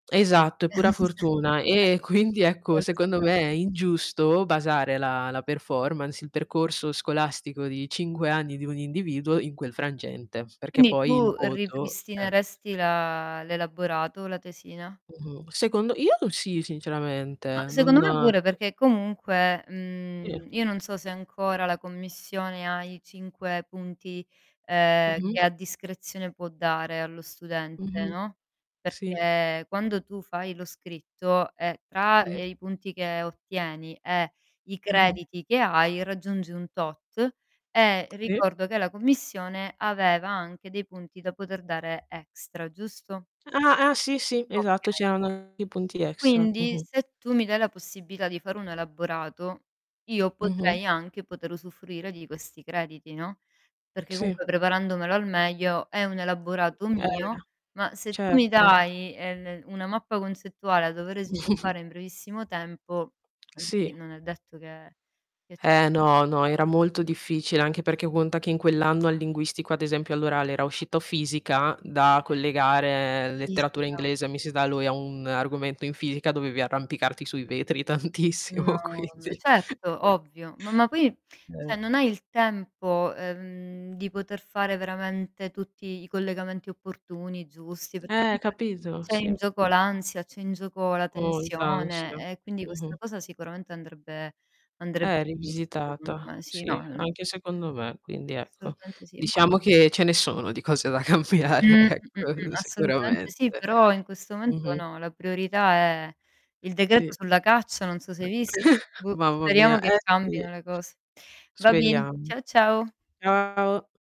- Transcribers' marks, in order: chuckle; distorted speech; other background noise; tapping; giggle; unintelligible speech; laughing while speaking: "quindi"; chuckle; "cioè" said as "ceh"; unintelligible speech; laughing while speaking: "cambiare ecco"; chuckle; in Spanish: "bien"
- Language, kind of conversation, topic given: Italian, unstructured, Hai mai avuto la sensazione che la scuola sia ingiusta?